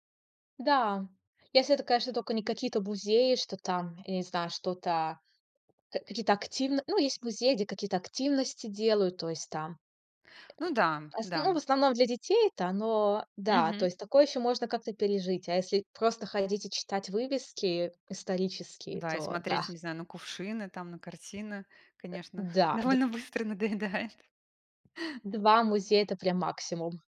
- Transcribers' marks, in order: laughing while speaking: "довольно быстро надоедает"
- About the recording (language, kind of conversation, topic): Russian, unstructured, Что вас больше всего раздражает в туристах?